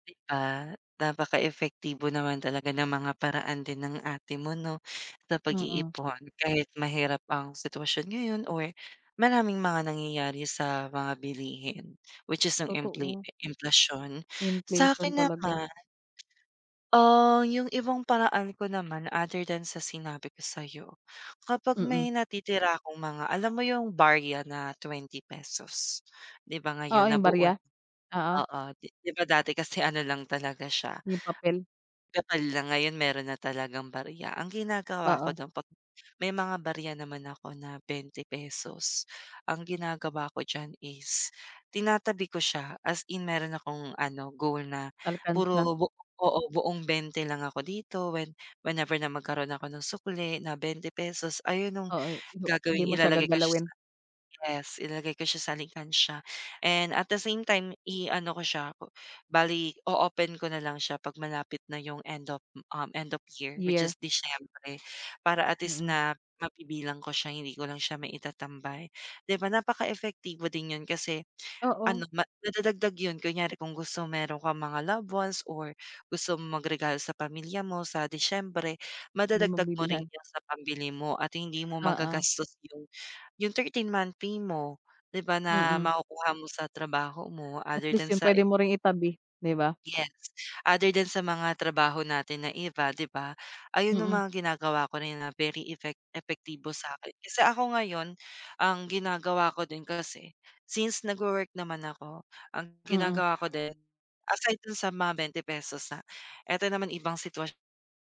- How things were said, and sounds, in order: none
- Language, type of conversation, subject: Filipino, unstructured, Bakit sa tingin mo ay mahirap mag-ipon sa panahon ngayon?